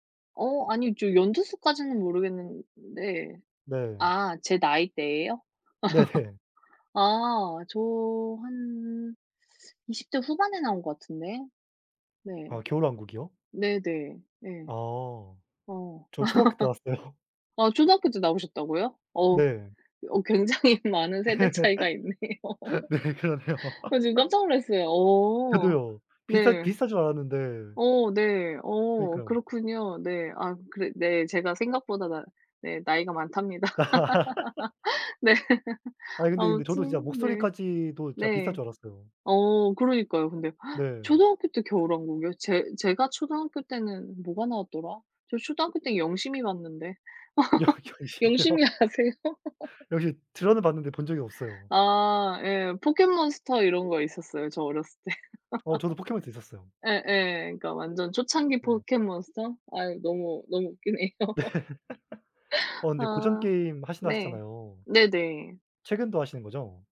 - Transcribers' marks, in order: laugh; laugh; laughing while speaking: "나왔어요"; laughing while speaking: "굉장히 많은 세대 차이가 있네요"; laugh; laugh; laughing while speaking: "네. 아무튼 네"; gasp; laughing while speaking: "영 영심이요?"; laugh; laughing while speaking: "영심이 아세요?"; laugh; tapping; laugh; laugh; laugh; laughing while speaking: "웃기네요"; laugh
- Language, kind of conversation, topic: Korean, unstructured, 어린 시절에 가장 기억에 남는 순간은 무엇인가요?